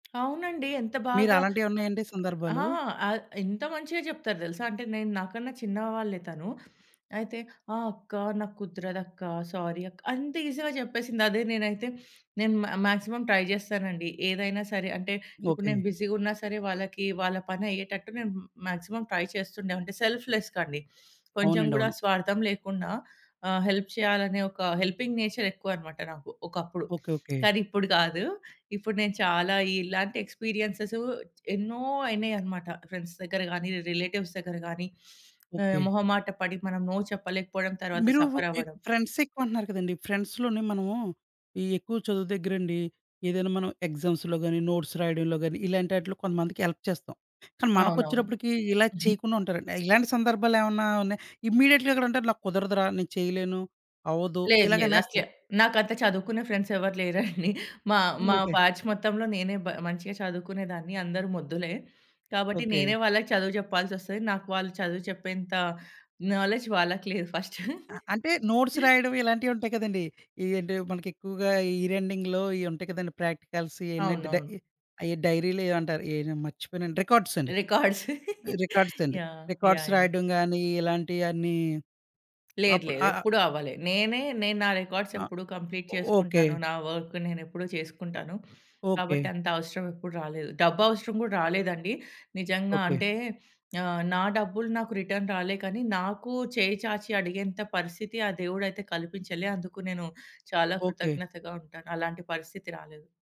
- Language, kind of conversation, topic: Telugu, podcast, అవసరమైనప్పుడు మర్యాదగా “కాదు” అని ఎలా చెప్పాలి?
- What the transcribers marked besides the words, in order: other background noise; in English: "సారీ"; in English: "ఈజీగా"; in English: "మా మాక్సిమం ట్రై"; in English: "బిజీగున్నా"; in English: "మాక్సిమం ట్రై"; in English: "సెల్ఫ్‌లెస్‌గా"; in English: "హెల్ప్"; in English: "హెల్పింగ్ నేచర్"; in English: "ఫ్రెండ్స్"; in English: "రిలేటివ్స్"; sniff; in English: "నో"; in English: "సఫర్"; in English: "ఫ్రెండ్స్"; in English: "ఫ్రెండ్స్‌లోనే"; in English: "ఎగ్జామ్స్‌లో"; in English: "నోట్స్"; in English: "హెల్ప్"; in English: "ఇమ్మీడియేట్‌గా"; in English: "ఫ్రెండ్స్"; chuckle; in English: "బ్యాచ్"; in English: "నాలెడ్జ్"; in English: "ఫస్ట్"; chuckle; in English: "నోట్స్"; in English: "ఇయర్ ఎండింగ్‌లో"; in English: "ప్రాక్టికల్స్"; in English: "డైరీ‌లో"; in English: "రికార్డ్స్"; in English: "రికార్డ్స్"; giggle; in English: "రికార్డ్స్"; in English: "రికార్డ్స్"; in English: "రికార్డ్స్"; in English: "కంప్లీట్"; in English: "వర్క్"; in English: "రిటర్న్"